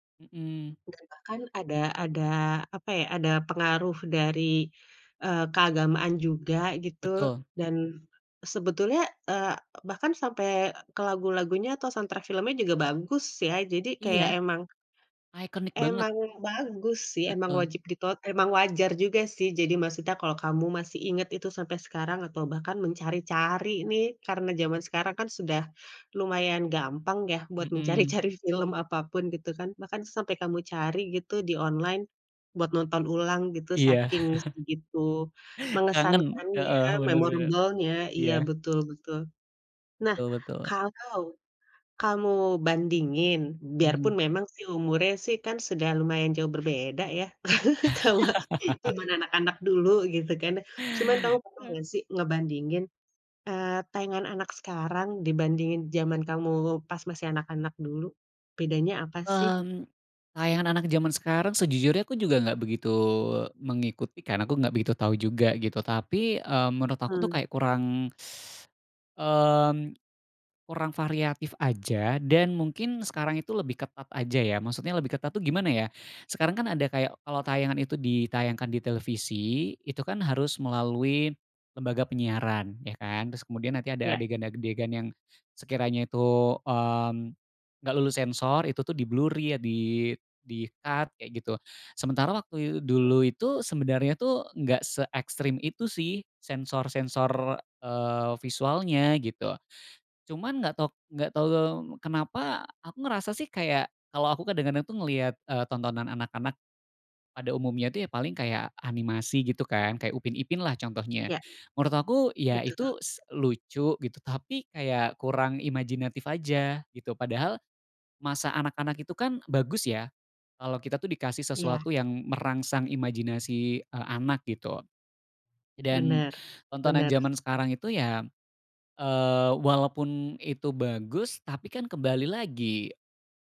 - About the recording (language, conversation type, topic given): Indonesian, podcast, Apa acara TV masa kecil yang masih kamu ingat sampai sekarang?
- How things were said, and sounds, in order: in English: "soundtrack"; laughing while speaking: "mencari-cari"; other background noise; chuckle; in English: "memorable-nya"; tapping; chuckle; laughing while speaking: "sama"; laugh; teeth sucking; in English: "di-blur"; in English: "di-cut"